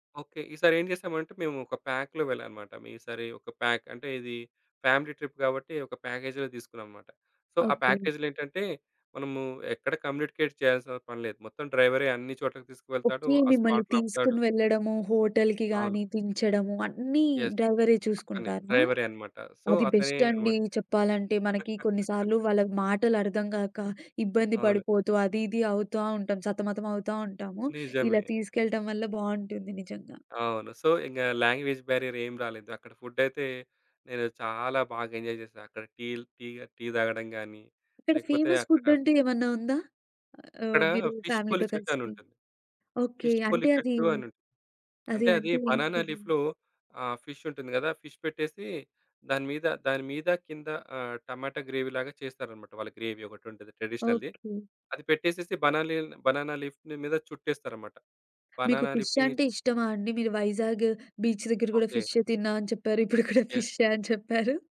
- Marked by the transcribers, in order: in English: "ప్యాక్‌లో"; in English: "ప్యాక్"; in English: "ఫ్యామిలీ ట్రిప్"; in English: "సో"; in English: "కమ్యూనికేట్"; in English: "స్పాట్‌లో"; in English: "యెస్"; in English: "సో"; chuckle; in English: "సో"; in English: "లాంగ్వేజ్"; in English: "ఎంజాయ్"; in English: "ఫేమస్"; in English: "ఫిష్ పోలి"; in English: "ఫ్యామిలీ‌తో"; in English: "ఫిష్ పొలి"; tapping; in English: "బనానా లీఫ్‌లో"; in English: "ఫిష్"; in English: "ఫిష్"; in English: "గ్రేవీ"; in English: "గ్రేవీ"; in English: "బనానా"; in English: "బనానా లీఫ్‌ని"; in English: "బనానా లీఫ్‌ని"; other background noise; in English: "ఫిష్"; in English: "బీచ్"; laughing while speaking: "ఇప్పుడు కూడా ఫిష్యె అని చెప్పారు"; in English: "యెస్"
- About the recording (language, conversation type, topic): Telugu, podcast, మీకు గుర్తుండిపోయిన ఒక జ్ఞాపకాన్ని చెప్పగలరా?